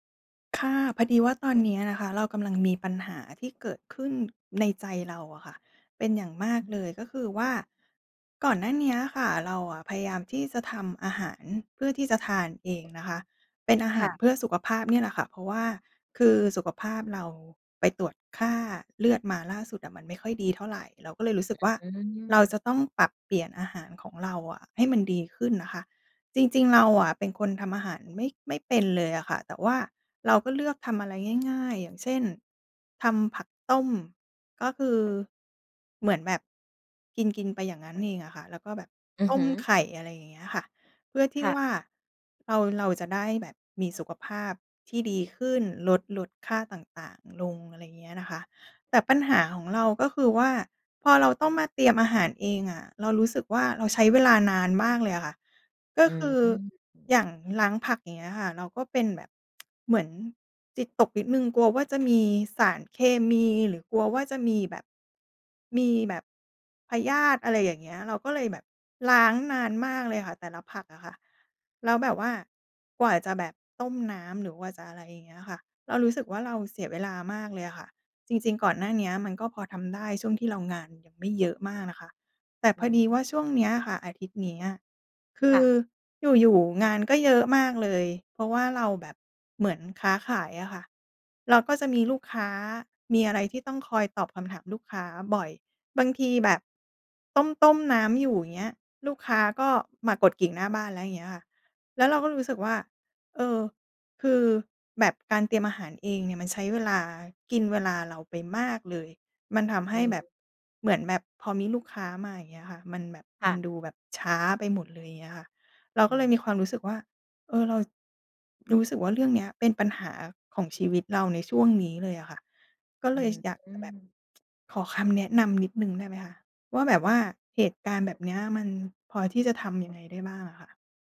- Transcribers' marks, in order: other background noise; other noise; tsk
- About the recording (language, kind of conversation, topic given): Thai, advice, งานยุ่งมากจนไม่มีเวลาเตรียมอาหารเพื่อสุขภาพ ควรทำอย่างไรดี?